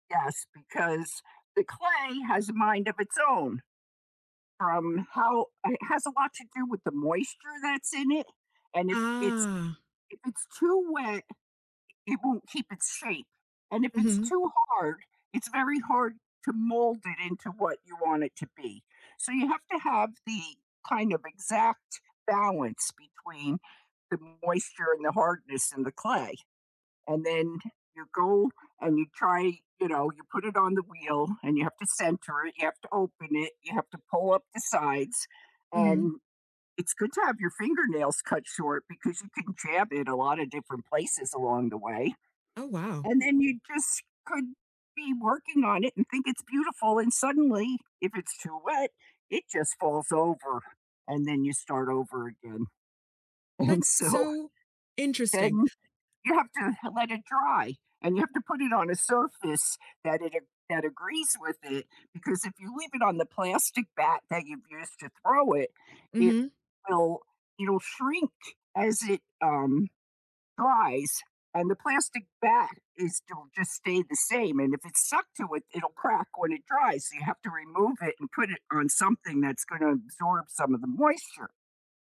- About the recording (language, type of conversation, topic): English, unstructured, What new hobbies are you excited to explore this year, and what draws you to them?
- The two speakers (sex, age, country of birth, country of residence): female, 35-39, United States, United States; female, 70-74, United States, United States
- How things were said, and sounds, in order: drawn out: "Ah"; background speech; laughing while speaking: "And so"